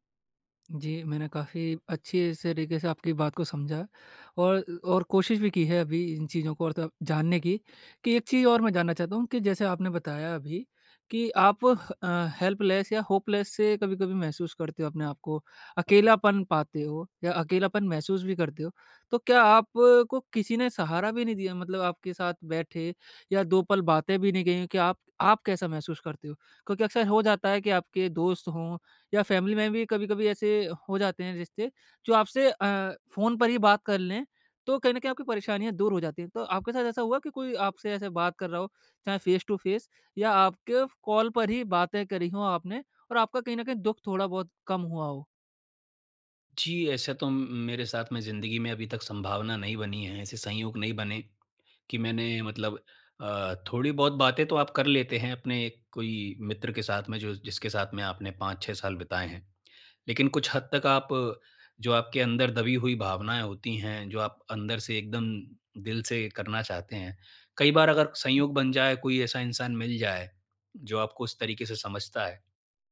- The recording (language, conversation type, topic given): Hindi, advice, दोस्तों के साथ पार्टी में दूसरों की उम्मीदें और अपनी सीमाएँ कैसे संभालूँ?
- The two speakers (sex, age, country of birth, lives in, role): male, 20-24, India, India, advisor; male, 25-29, India, India, user
- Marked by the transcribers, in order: in English: "हेल्पलेस"; in English: "होपलेस"; in English: "फ़ैमिली"; in English: "फेस टू फेस"; in English: "कॉल"